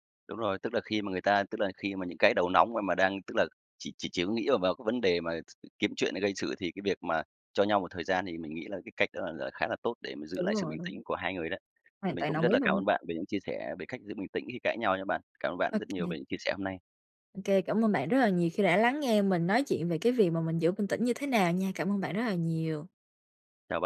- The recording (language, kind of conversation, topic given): Vietnamese, podcast, Làm sao bạn giữ bình tĩnh khi cãi nhau?
- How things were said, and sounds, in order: tapping